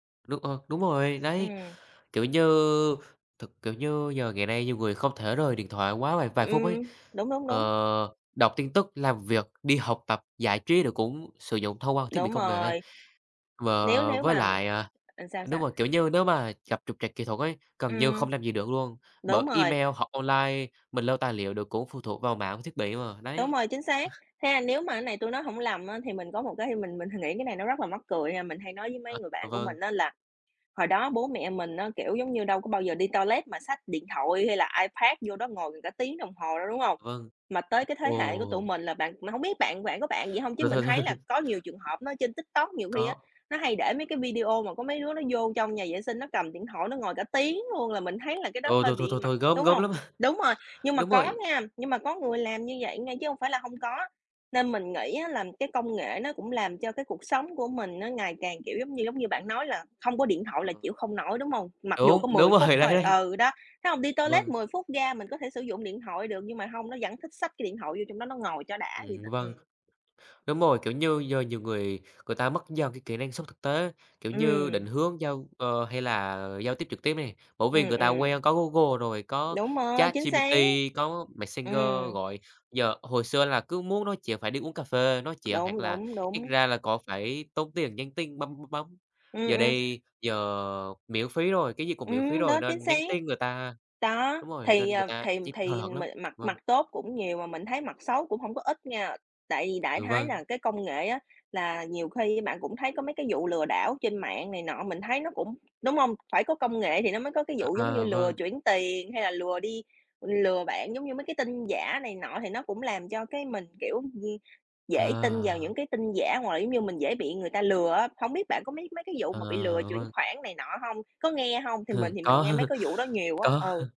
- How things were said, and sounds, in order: tapping; other noise; laughing while speaking: "nghĩ"; chuckle; chuckle; other background noise; laughing while speaking: "đúng rồi"; chuckle
- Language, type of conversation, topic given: Vietnamese, unstructured, Công nghệ đã thay đổi cuộc sống của bạn như thế nào?